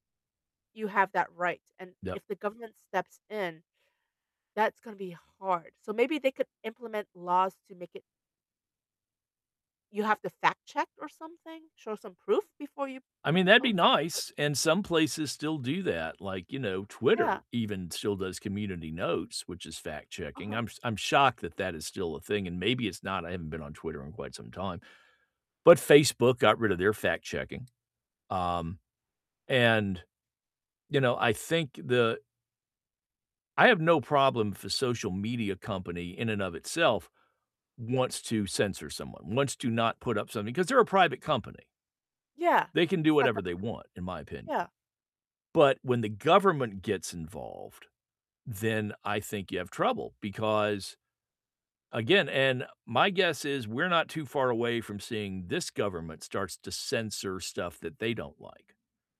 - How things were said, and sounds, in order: distorted speech
- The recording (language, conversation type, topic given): English, unstructured, How should governments handle misinformation online?